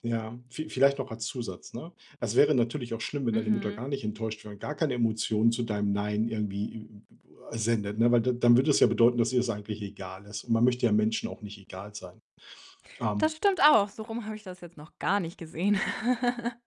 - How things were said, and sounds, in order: distorted speech; other background noise; giggle
- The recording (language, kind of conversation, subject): German, advice, Wie kann ich mit Schuldgefühlen umgehen, wenn ich Anfragen von Freunden oder Familie ablehne?